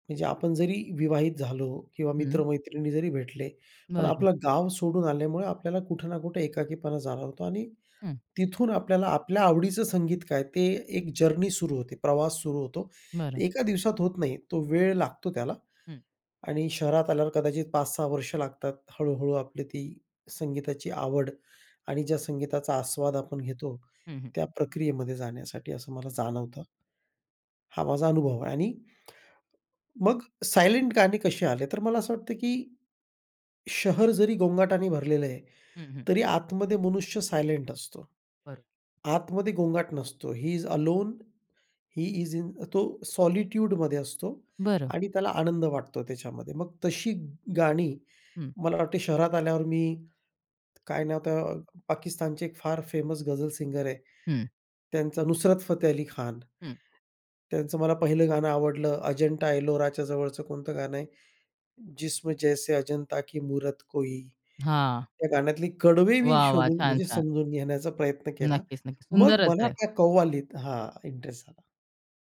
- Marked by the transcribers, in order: in English: "जर्नी"; lip smack; in English: "सायलेंट"; in English: "सायलेंट"; in English: "ही ईज अलोन, ही ईज इन"; in English: "सॉलिट्यूडमध्ये"; in English: "फेमस"; in English: "सिंगर"; in English: "इंटरेस्ट"
- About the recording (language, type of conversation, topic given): Marathi, podcast, शहरात आल्यावर तुमचा संगीतस्वाद कसा बदलला?